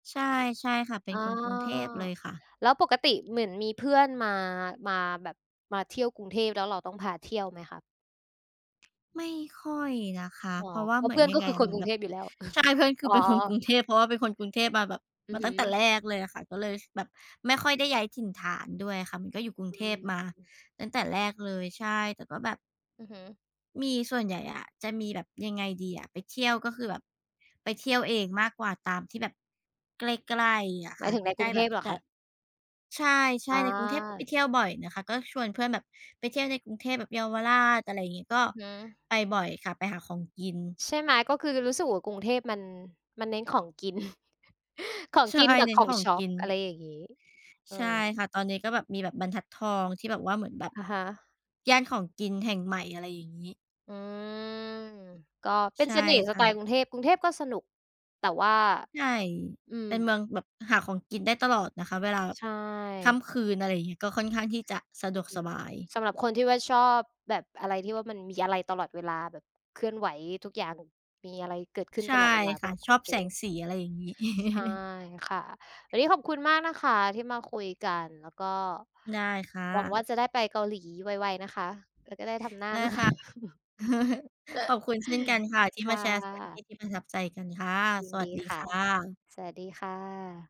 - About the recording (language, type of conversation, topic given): Thai, unstructured, สถานที่ท่องเที่ยวแห่งไหนที่ทำให้คุณประทับใจมากที่สุด?
- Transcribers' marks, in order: other background noise; chuckle; tapping; chuckle; drawn out: "อืม"; chuckle; chuckle; laughing while speaking: "นะคะ"; chuckle